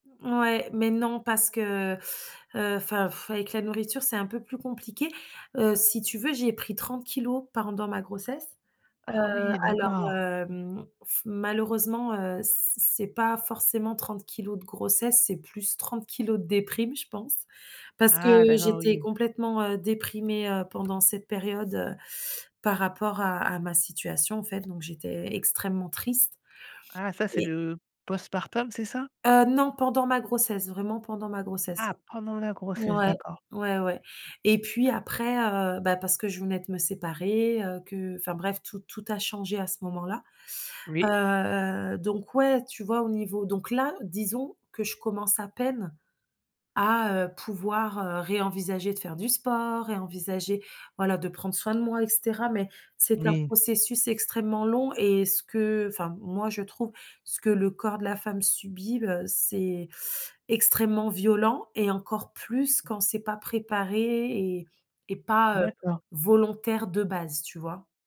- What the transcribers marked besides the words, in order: teeth sucking; exhale; tapping; teeth sucking; teeth sucking; other background noise
- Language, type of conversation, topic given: French, advice, Comment avez-vous vécu la naissance de votre enfant et comment vous êtes-vous adapté(e) à la parentalité ?